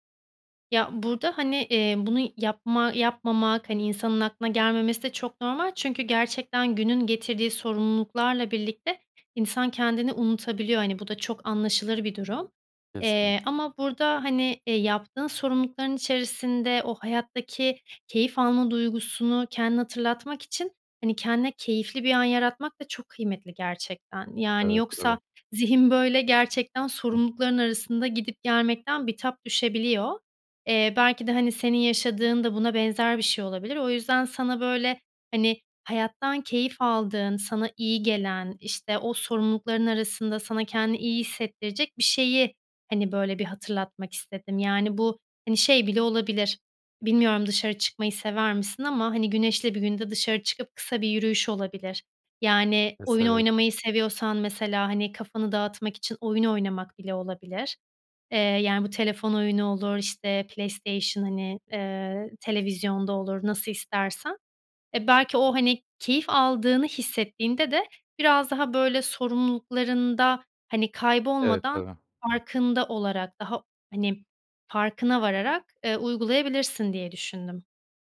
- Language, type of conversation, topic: Turkish, advice, Çoklu görev tuzağı: hiçbir işe derinleşememe
- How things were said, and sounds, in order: other background noise; unintelligible speech